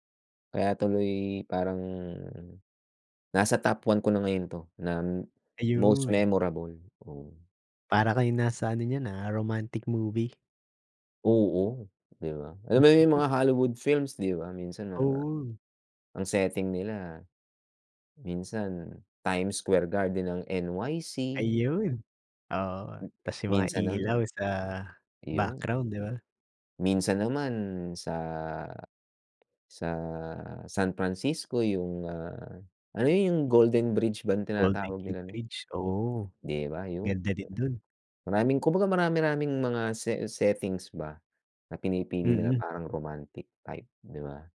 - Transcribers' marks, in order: laugh
- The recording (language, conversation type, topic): Filipino, unstructured, Saang lugar ka nagbakasyon na hindi mo malilimutan, at bakit?